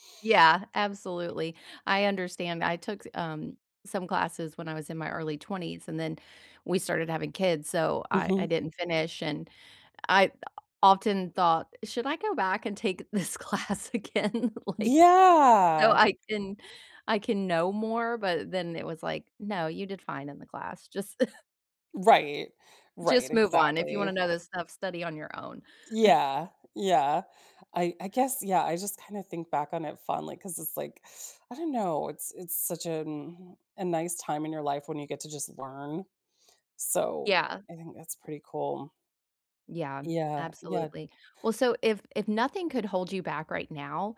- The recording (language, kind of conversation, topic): English, unstructured, How can I build confidence to ask for what I want?
- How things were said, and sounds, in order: other background noise; laughing while speaking: "take this class again? Like"; tapping; scoff; scoff